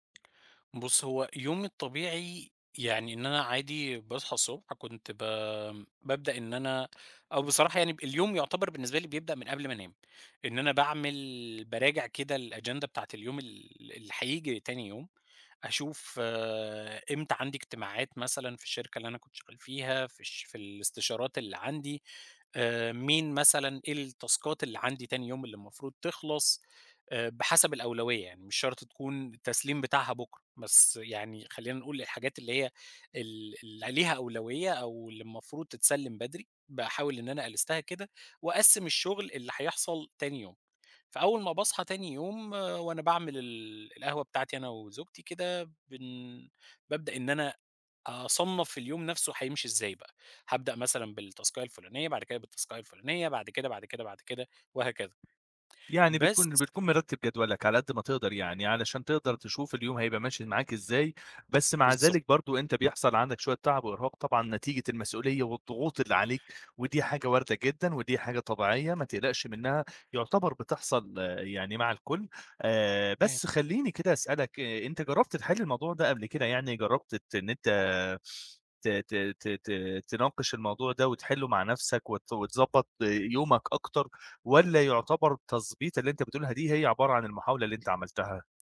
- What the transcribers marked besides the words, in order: in English: "الagenda"; in English: "التاسكات"; in English: "ألستها"; in English: "بالتاسكاية"; in English: "بالتاسكاية"
- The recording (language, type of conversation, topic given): Arabic, advice, إزاي الإرهاق والاحتراق بيخلّوا الإبداع شبه مستحيل؟